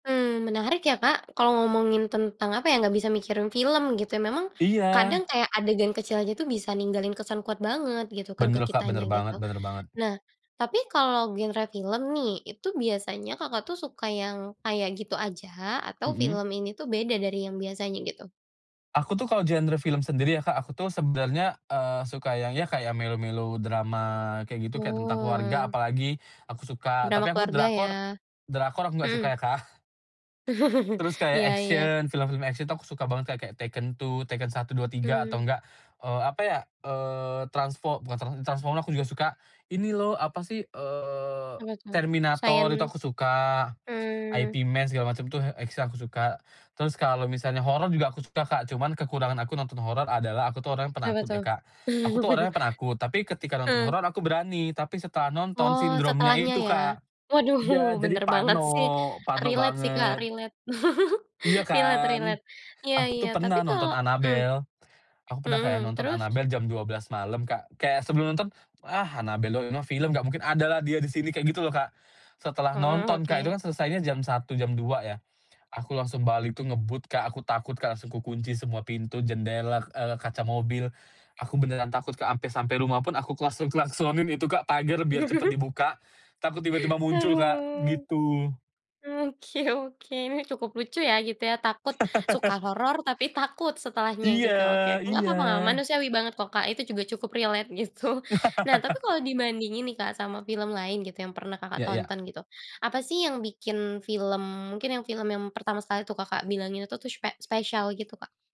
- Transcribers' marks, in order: other background noise; tapping; drawn out: "Oh"; chuckle; in English: "action"; in English: "action"; chuckle; laughing while speaking: "Waduh"; in English: "relate"; in English: "relate. Relate relate"; chuckle; chuckle; laughing while speaking: "Oke oke"; laugh; in English: "relate"; laughing while speaking: "gitu"; laugh
- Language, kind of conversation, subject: Indonesian, podcast, Film apa yang bikin kamu sampai lupa waktu saat menontonnya, dan kenapa?
- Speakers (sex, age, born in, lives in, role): female, 20-24, Indonesia, Indonesia, host; male, 30-34, Indonesia, Indonesia, guest